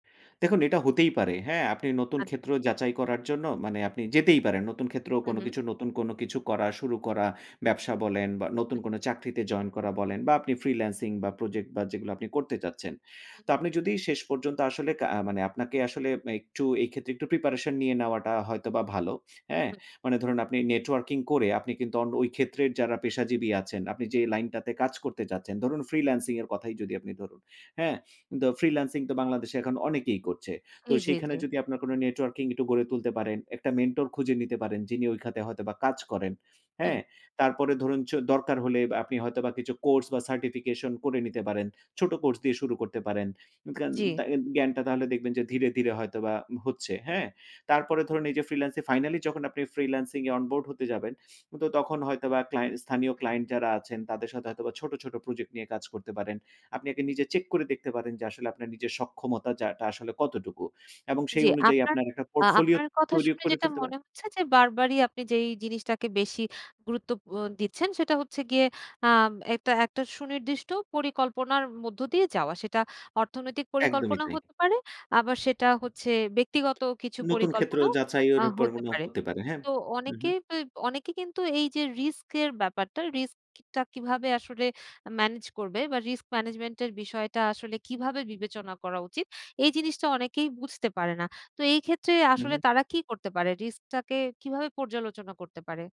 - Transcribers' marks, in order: other noise; tapping
- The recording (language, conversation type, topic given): Bengali, podcast, ক্যারিয়ার বদলানোর সিদ্ধান্ত নিলে প্রথমে কী করা উচিত?
- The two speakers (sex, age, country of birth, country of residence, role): female, 30-34, Bangladesh, Bangladesh, host; male, 35-39, Bangladesh, Finland, guest